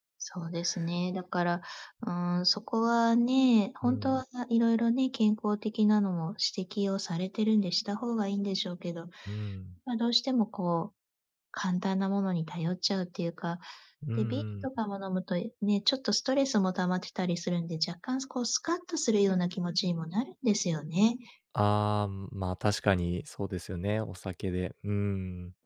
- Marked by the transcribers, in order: none
- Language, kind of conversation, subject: Japanese, advice, 健康診断の結果を受けて生活習慣を変えたいのですが、何から始めればよいですか？